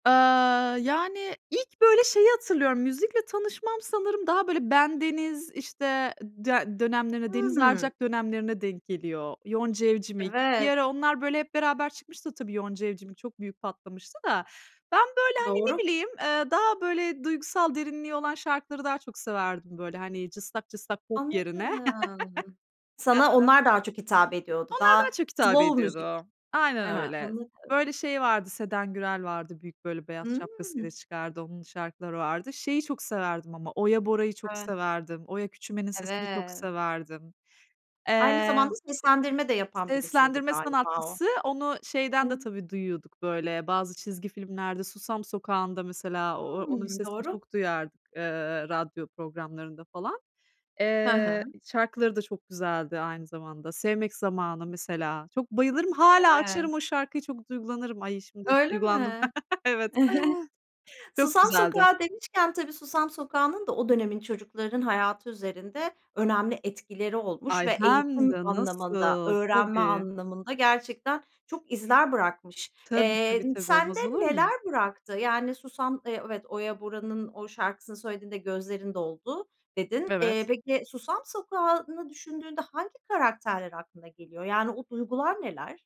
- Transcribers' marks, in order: drawn out: "Anladım"; chuckle; unintelligible speech; tapping; other background noise; drawn out: "Hıı"; unintelligible speech; chuckle; other noise
- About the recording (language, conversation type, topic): Turkish, podcast, İlk favori şarkını hatırlıyor musun, sana ne hissettiriyordu?